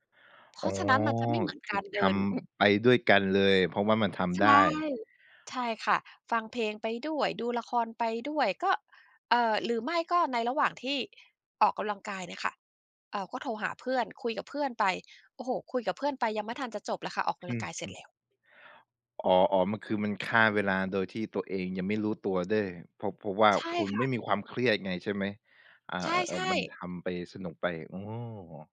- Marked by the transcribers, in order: other noise
- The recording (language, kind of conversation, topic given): Thai, podcast, มีวิธีทำให้ตัวเองมีวินัยโดยไม่เครียดไหม?